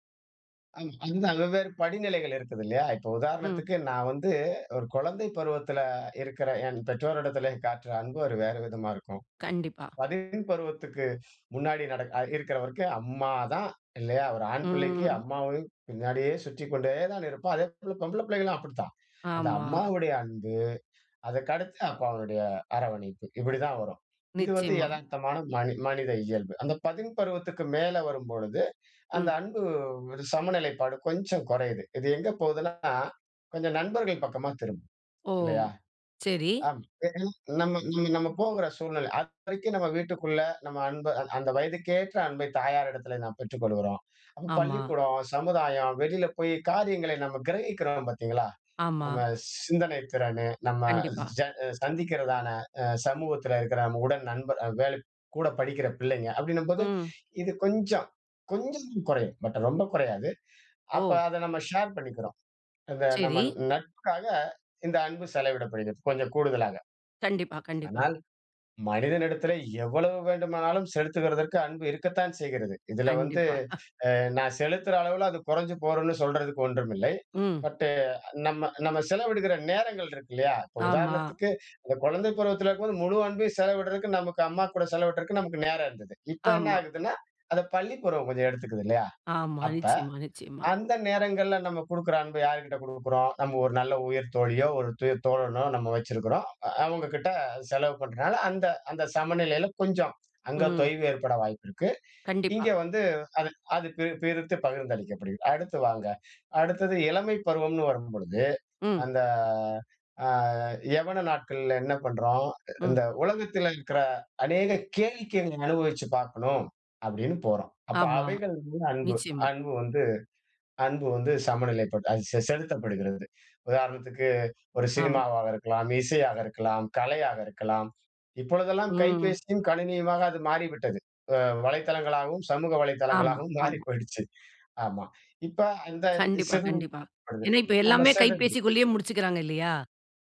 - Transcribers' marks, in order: other background noise; "பள்ளி" said as "பதவி"; "திரும்புது" said as "திரும்"; chuckle; "போகுன்னு" said as "போறனு"; "செலவிடுறதுக்கு" said as "செலவிடுறக்கு"; "உயிர்" said as "துய"; "பகிர்ந்தளிக்கப்படுகிறது" said as "பகிர்ந்தளிக்கப்படுகி"; laughing while speaking: "மாறி போய்டுச்சு"
- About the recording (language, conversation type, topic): Tamil, podcast, அன்பை வெளிப்படுத்தும் முறைகள் வேறுபடும் போது, ஒருவருக்கொருவர் தேவைகளைப் புரிந்து சமநிலையாக எப்படி நடந்து கொள்கிறீர்கள்?